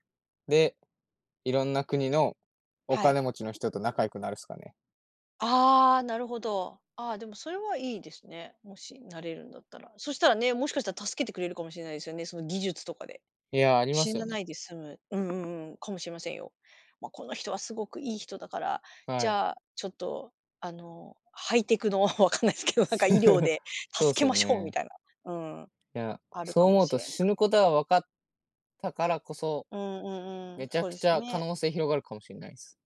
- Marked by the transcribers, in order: tapping; other background noise; laughing while speaking: "わかんないすけど"; chuckle
- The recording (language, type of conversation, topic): Japanese, unstructured, 将来の自分に会えたら、何を聞きたいですか？